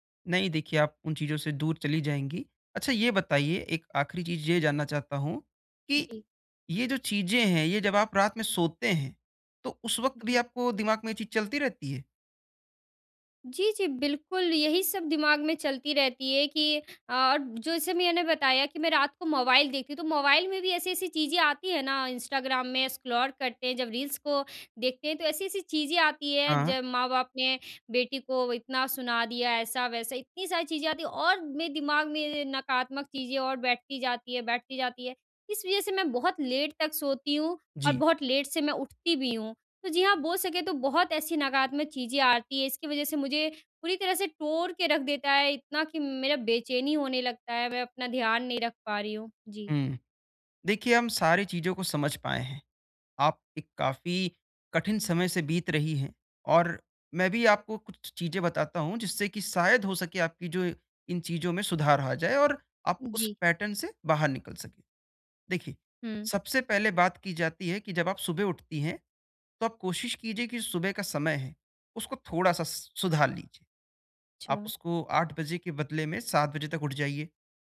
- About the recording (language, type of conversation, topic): Hindi, advice, मैं अपने नकारात्मक पैटर्न को पहचानकर उन्हें कैसे तोड़ सकता/सकती हूँ?
- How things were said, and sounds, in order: in English: "रील्स"; in English: "लेट"; in English: "लेट"; in English: "पैटर्न"